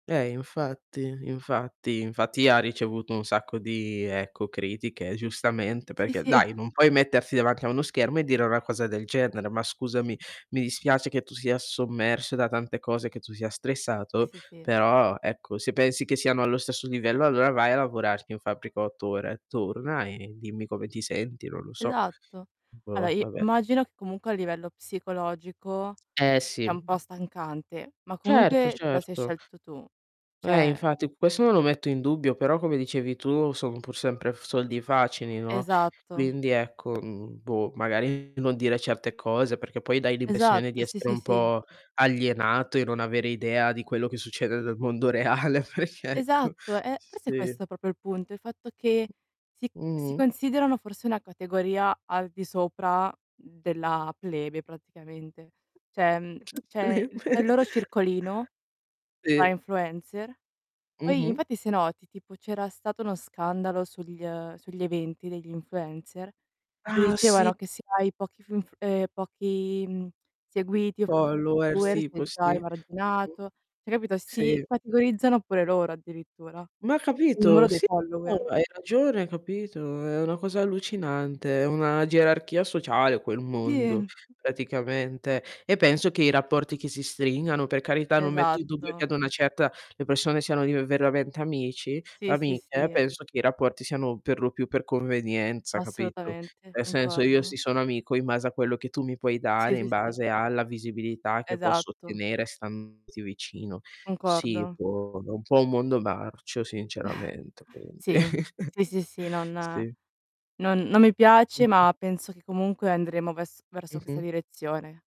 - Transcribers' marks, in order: distorted speech; chuckle; other background noise; "Cioè" said as "ceh"; other noise; laughing while speaking: "reale, perchè ecco"; "proprio" said as "propio"; "Cioè" said as "ceh"; unintelligible speech; tapping; tsk; unintelligible speech; in English: "Followers"; "Cioè" said as "ceh"; in English: "follower"; chuckle; chuckle
- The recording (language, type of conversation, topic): Italian, unstructured, Pensi che gli influencer abbiano troppo potere sulle opinioni delle persone?